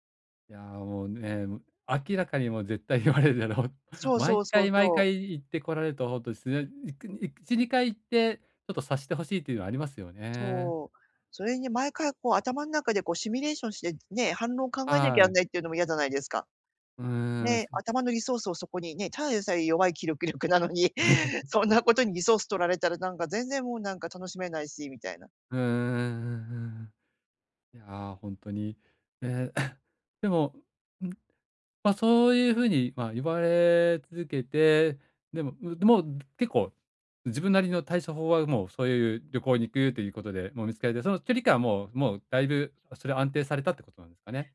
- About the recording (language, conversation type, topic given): Japanese, advice, 周囲からの圧力にどう対処して、自分を守るための境界線をどう引けばよいですか？
- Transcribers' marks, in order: laughing while speaking: "言われるだろう"; chuckle; laugh; other noise; throat clearing